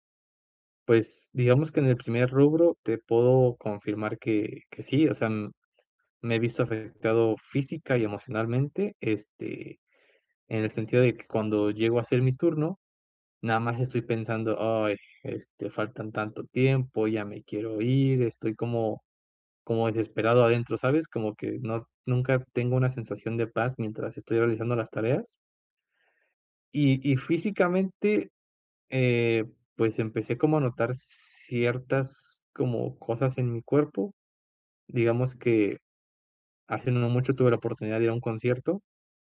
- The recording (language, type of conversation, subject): Spanish, advice, ¿Cómo puedo recuperar la motivación en mi trabajo diario?
- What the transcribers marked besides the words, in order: none